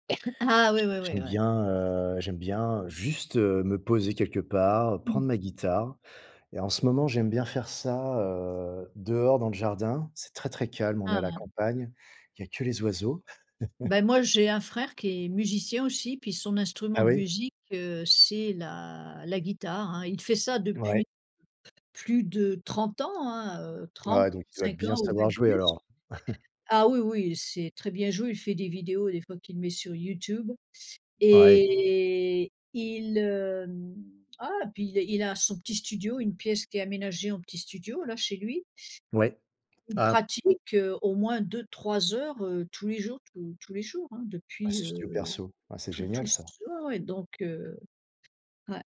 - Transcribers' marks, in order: chuckle; other background noise; chuckle; put-on voice: "YouTube"; drawn out: "et"; tapping; unintelligible speech
- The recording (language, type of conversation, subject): French, unstructured, Quelle activité te fait toujours sourire ?